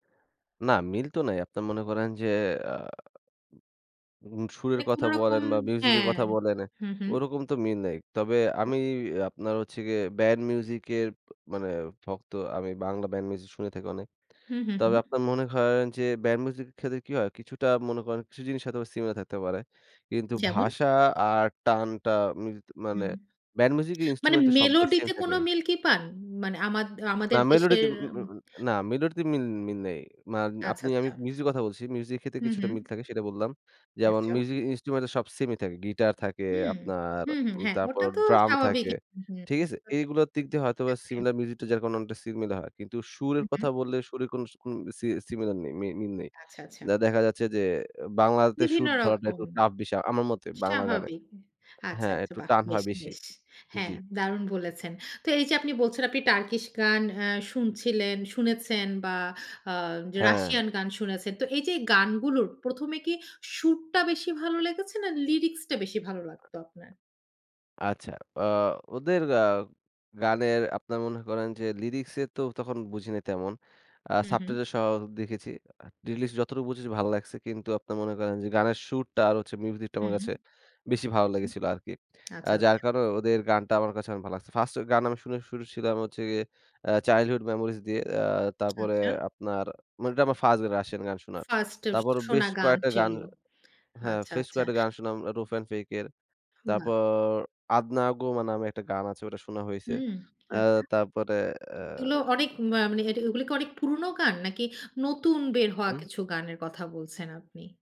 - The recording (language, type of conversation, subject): Bengali, podcast, কোন ভাষার গান শুনতে শুরু করার পর আপনার গানের স্বাদ বদলে গেছে?
- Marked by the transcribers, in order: unintelligible speech; lip smack; lip smack; unintelligible speech; tapping; other background noise; lip smack; "কারনে" said as "কার"; lip smack; "শুনলাম" said as "শুনাম"; other noise